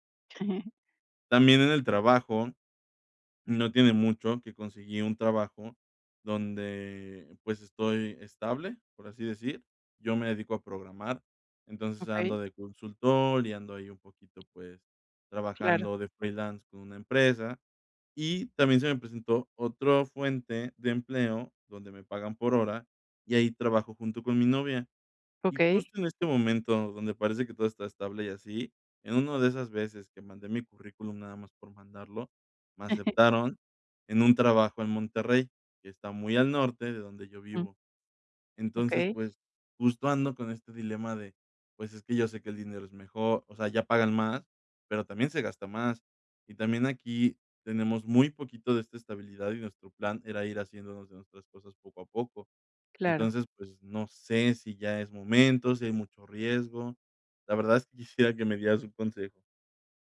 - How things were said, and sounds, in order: chuckle; tapping; chuckle
- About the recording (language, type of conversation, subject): Spanish, advice, ¿Cómo puedo equilibrar el riesgo y la oportunidad al decidir cambiar de trabajo?